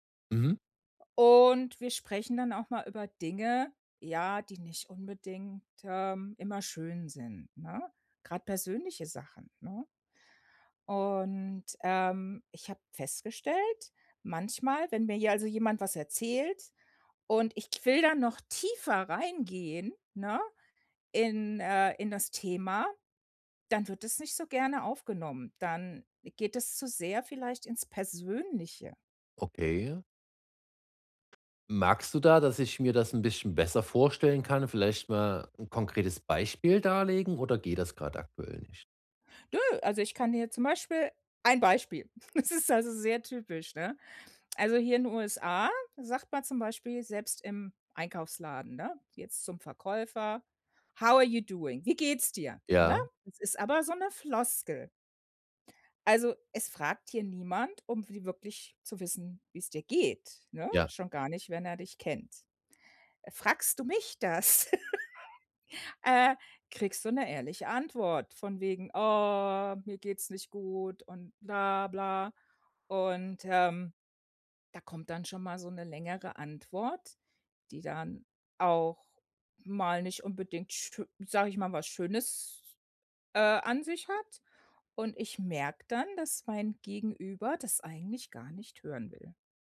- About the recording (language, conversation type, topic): German, advice, Wie kann ich ehrlich meine Meinung sagen, ohne andere zu verletzen?
- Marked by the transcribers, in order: laughing while speaking: "Das ist also"; in English: "How are you doing?"; laugh